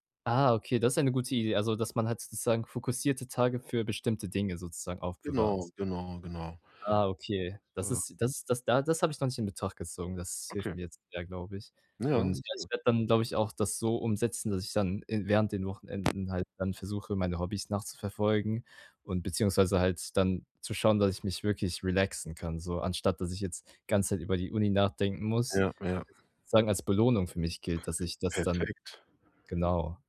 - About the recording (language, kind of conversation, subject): German, advice, Wie findest du Zeit, um an deinen persönlichen Zielen zu arbeiten?
- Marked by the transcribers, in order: other background noise; tapping